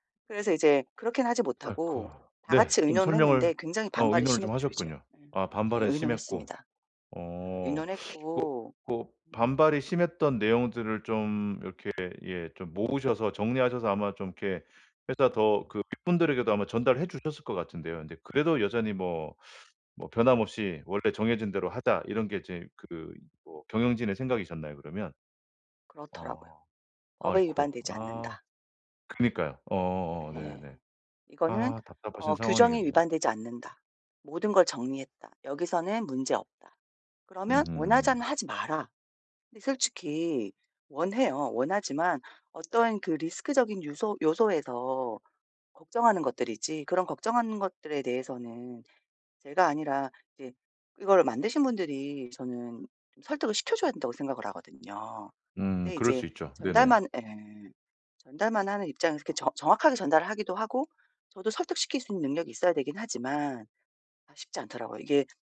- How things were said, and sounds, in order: other background noise; tapping; unintelligible speech
- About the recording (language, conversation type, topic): Korean, advice, 그룹에서 내 가치관을 지키면서도 대인관계를 원만하게 유지하려면 어떻게 해야 할까요?